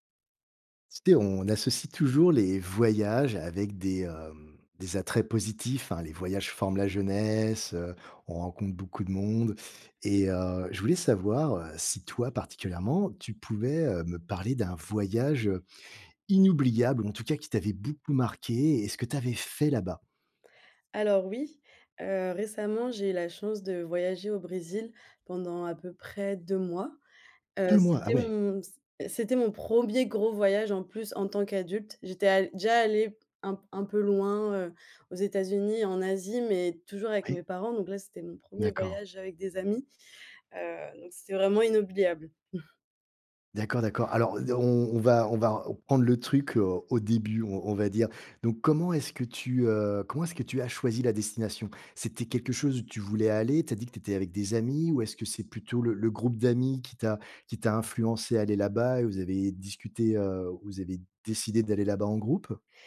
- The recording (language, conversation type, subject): French, podcast, Quel est le voyage le plus inoubliable que tu aies fait ?
- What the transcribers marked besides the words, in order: stressed: "inoubliable"; stressed: "fait"; chuckle